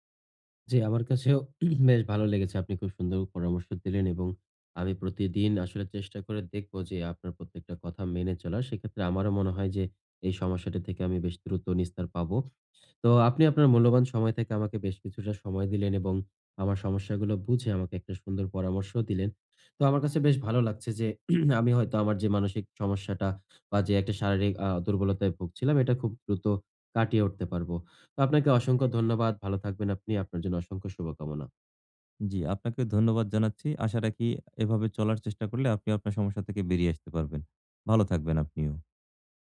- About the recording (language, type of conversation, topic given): Bengali, advice, আমি কীভাবে প্রতিদিন সহজভাবে স্বাস্থ্যকর অভ্যাসগুলো সততার সঙ্গে বজায় রেখে ধারাবাহিক থাকতে পারি?
- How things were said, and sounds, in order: throat clearing; other background noise; tapping; throat clearing